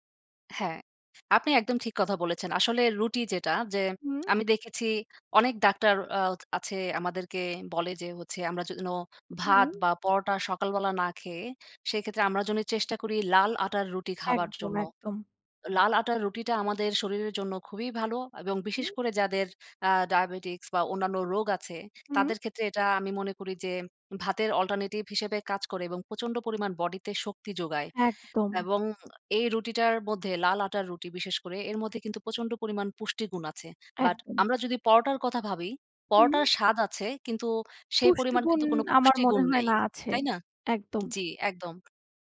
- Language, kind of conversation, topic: Bengali, unstructured, সকালের নাস্তা হিসেবে আপনি কোনটি বেছে নেবেন—রুটি নাকি পরোটা?
- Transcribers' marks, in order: in English: "alternative"